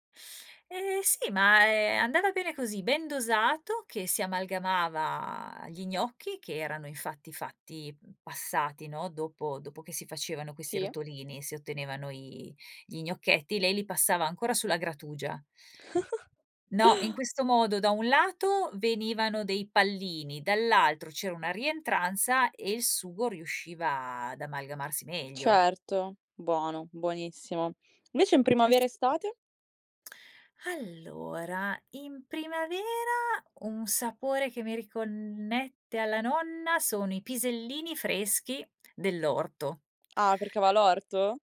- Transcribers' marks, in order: chuckle; tapping; other background noise
- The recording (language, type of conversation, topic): Italian, podcast, Quale sapore ti fa pensare a tua nonna?